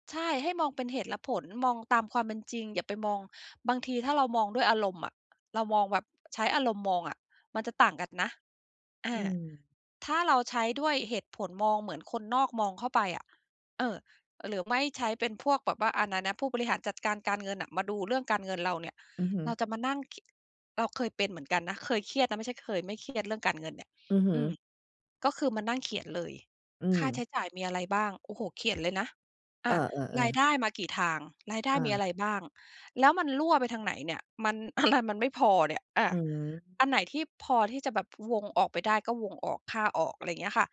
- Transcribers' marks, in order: laughing while speaking: "อะไร"
- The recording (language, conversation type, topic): Thai, podcast, ช่วยบอกวิธีง่ายๆ ที่ทุกคนทำได้เพื่อให้สุขภาพจิตดีขึ้นหน่อยได้ไหม?